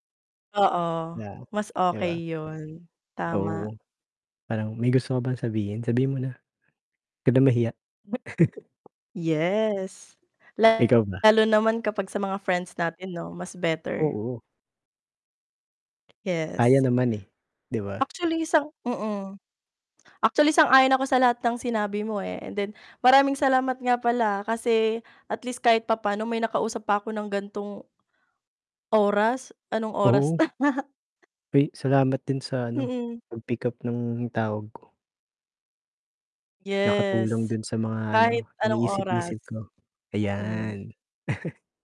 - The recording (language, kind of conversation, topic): Filipino, unstructured, Sa tingin mo ba laging tama ang pagsasabi ng totoo?
- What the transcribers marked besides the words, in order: other background noise; distorted speech; chuckle; tapping; laughing while speaking: "na"; chuckle; mechanical hum; chuckle